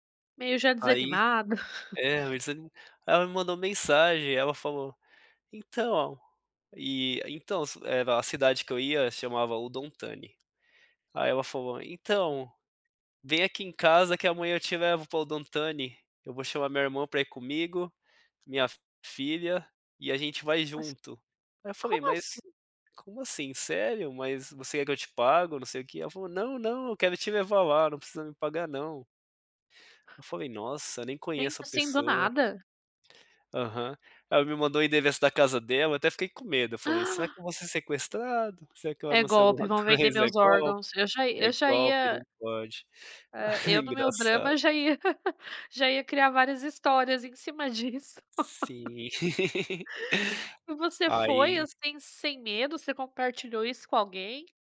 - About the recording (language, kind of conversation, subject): Portuguese, podcast, Você pode me contar uma história de hospitalidade que recebeu durante uma viagem pela sua região?
- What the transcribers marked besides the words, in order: laugh; unintelligible speech; giggle; laugh; laughing while speaking: "disso"; laugh